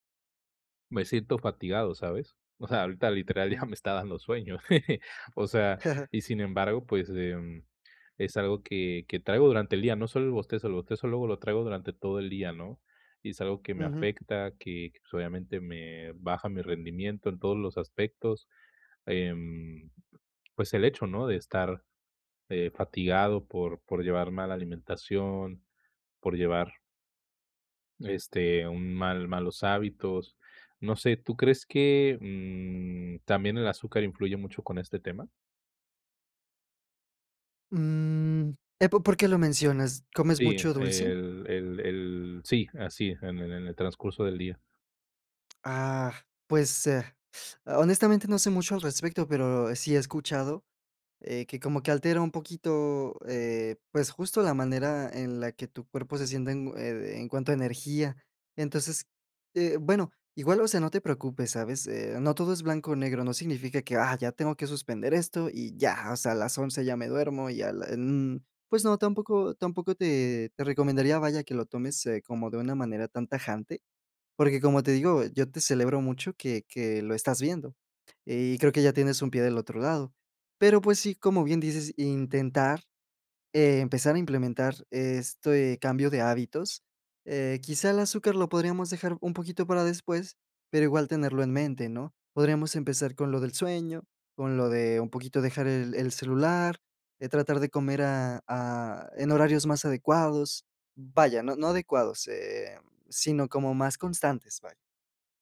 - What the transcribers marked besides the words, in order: chuckle; laugh; tapping; teeth sucking
- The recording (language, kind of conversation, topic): Spanish, advice, ¿Cómo puedo saber si estoy entrenando demasiado y si estoy demasiado cansado?